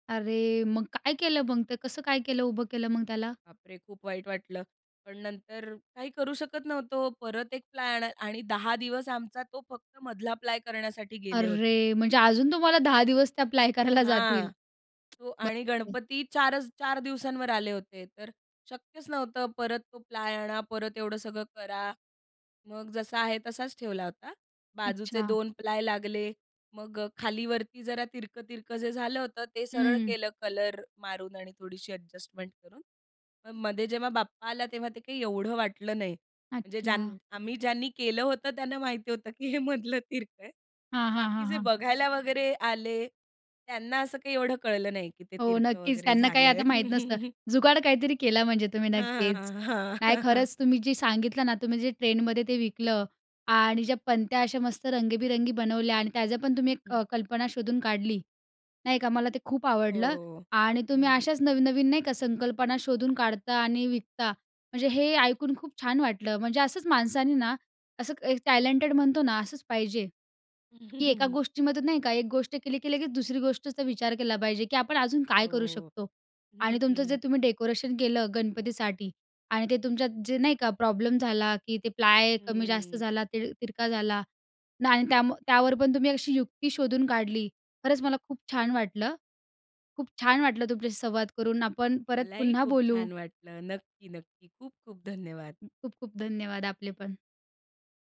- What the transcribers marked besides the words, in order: laughing while speaking: "जातील?"; tapping; unintelligible speech; laughing while speaking: "हे मधलं तिरकं आहे"; chuckle; laughing while speaking: "हां"; chuckle; unintelligible speech; chuckle
- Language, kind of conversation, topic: Marathi, podcast, संकल्पनेपासून काम पूर्ण होईपर्यंत तुमचा प्रवास कसा असतो?